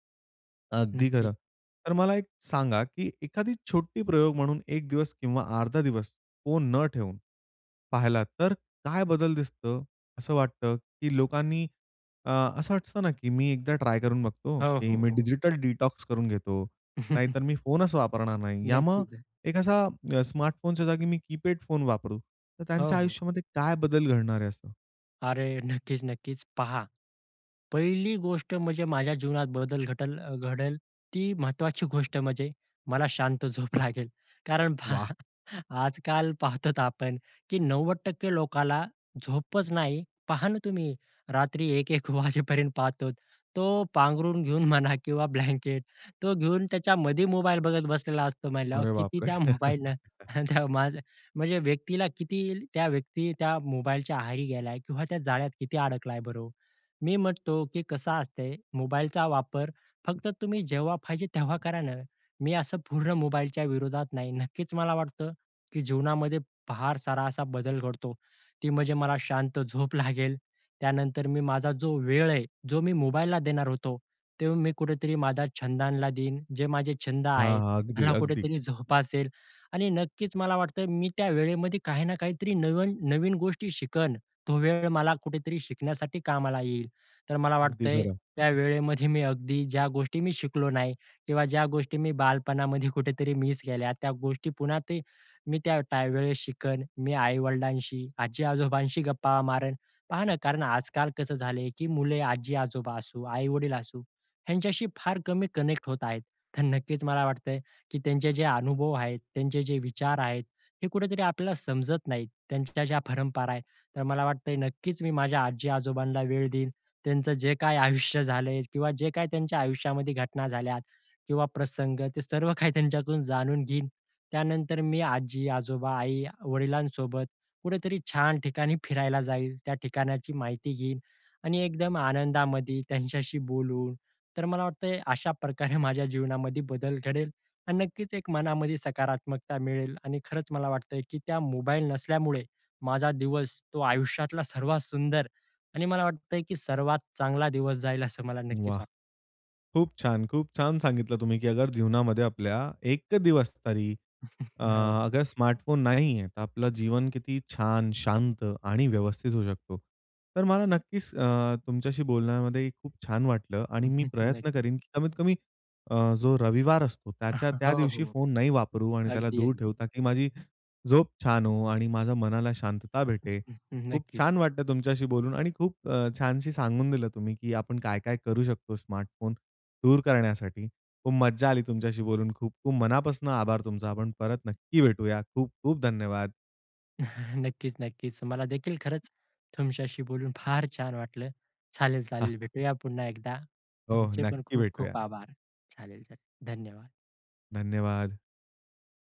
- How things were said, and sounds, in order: in English: "डिटॉक्स"; laugh; laughing while speaking: "पहा"; laughing while speaking: "तो पांघरून घेऊन म्हणा किंवा ब्लँकेट"; laughing while speaking: "माझ म्हणजे"; laugh; in English: "कनेक्ट"; in Hindi: "अगर"; in Hindi: "अगर"; chuckle; chuckle; chuckle; chuckle; chuckle; chuckle
- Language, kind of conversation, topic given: Marathi, podcast, स्मार्टफोन नसेल तर तुमचा दिवस कसा जाईल?